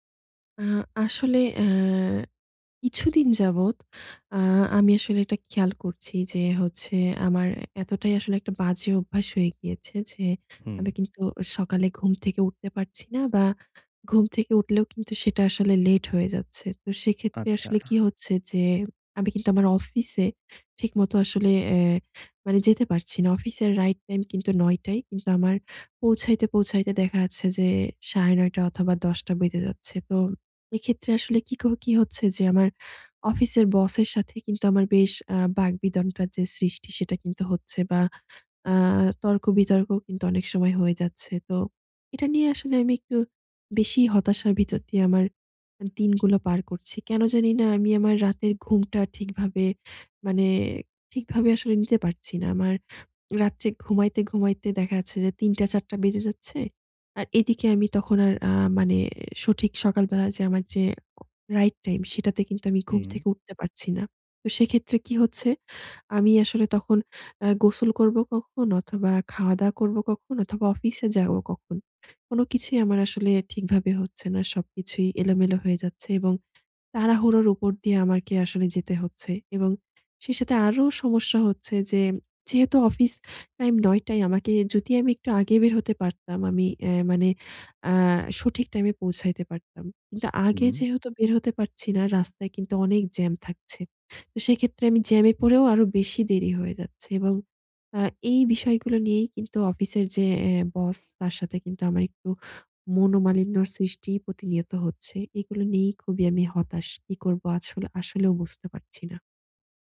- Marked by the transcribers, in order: none
- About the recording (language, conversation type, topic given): Bengali, advice, ক্রমাগত দেরি করার অভ্যাস কাটাতে চাই